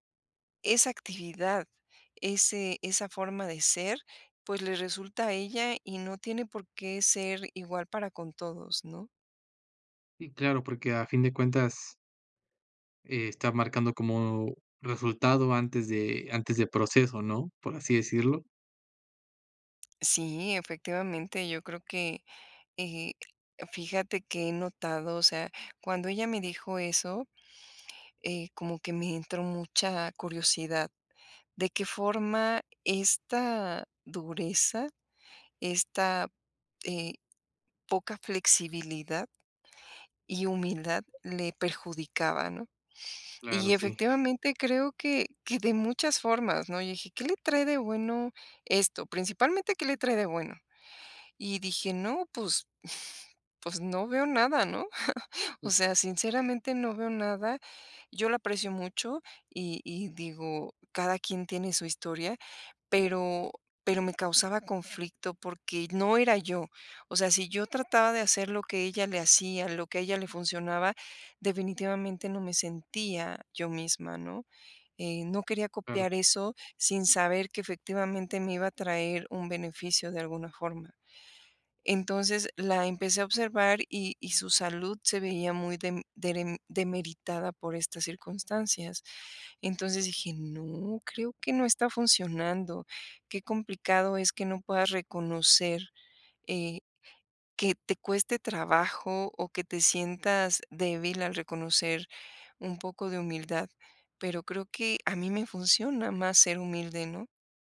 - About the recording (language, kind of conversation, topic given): Spanish, podcast, ¿Cómo piden disculpas en tu hogar?
- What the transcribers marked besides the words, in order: tapping; chuckle